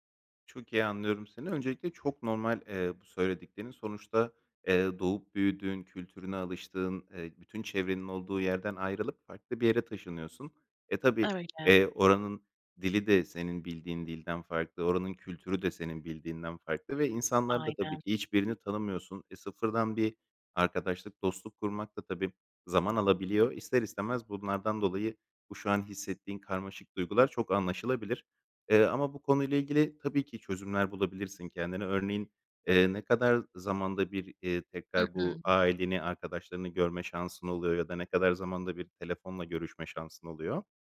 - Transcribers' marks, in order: other background noise
- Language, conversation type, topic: Turkish, advice, Ailenden ve arkadaşlarından uzakta kalınca ev özlemiyle nasıl baş ediyorsun?